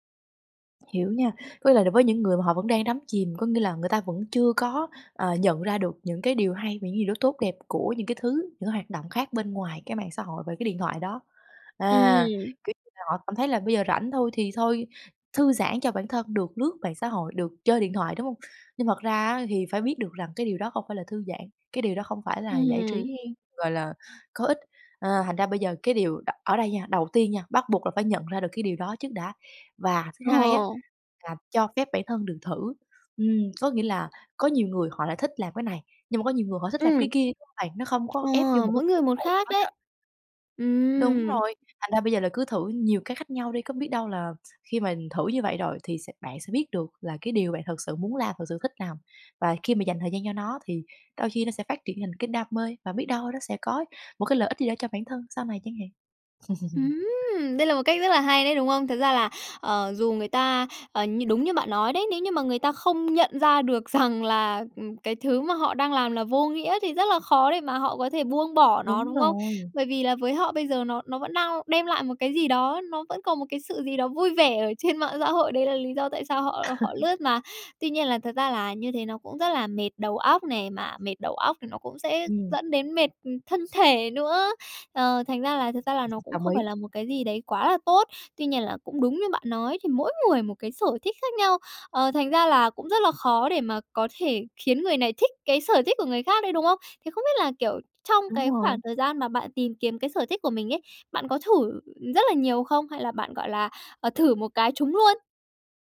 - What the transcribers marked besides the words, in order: tapping; laughing while speaking: "Ồ"; other background noise; laugh; laughing while speaking: "rằng"; laughing while speaking: "trên mạng"; laugh
- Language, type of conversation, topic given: Vietnamese, podcast, Nếu chỉ có 30 phút rảnh, bạn sẽ làm gì?